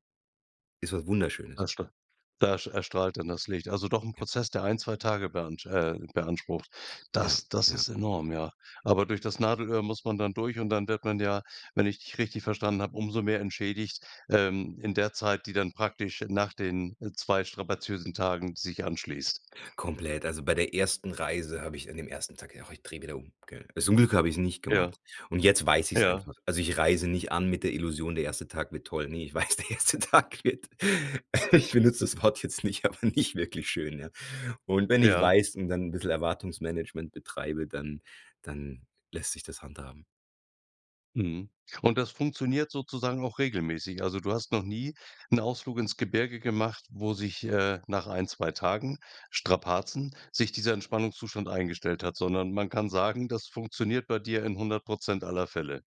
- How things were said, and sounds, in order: laughing while speaking: "ich weiß, der erste Tag … nicht wirklich schön"
- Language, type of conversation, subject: German, podcast, Welcher Ort hat dir innere Ruhe geschenkt?